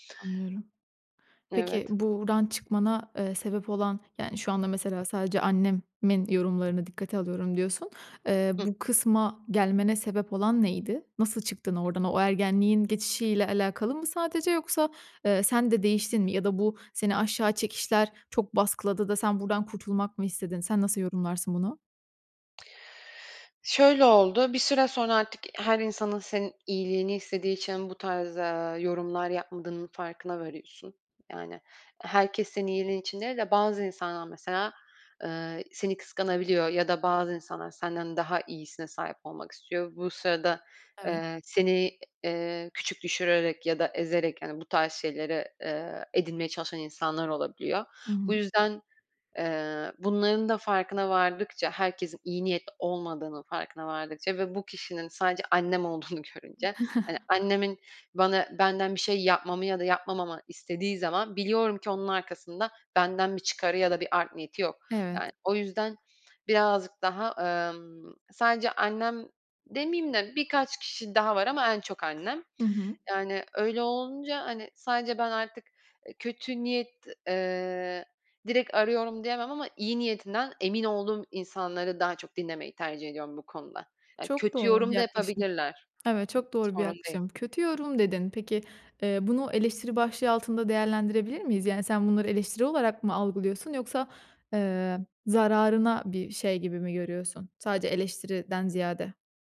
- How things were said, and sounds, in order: other background noise; tapping; inhale; giggle; laughing while speaking: "görünce"
- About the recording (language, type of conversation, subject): Turkish, podcast, Başkalarının ne düşündüğü özgüvenini nasıl etkiler?
- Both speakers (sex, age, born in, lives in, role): female, 25-29, Turkey, France, guest; female, 25-29, Turkey, Italy, host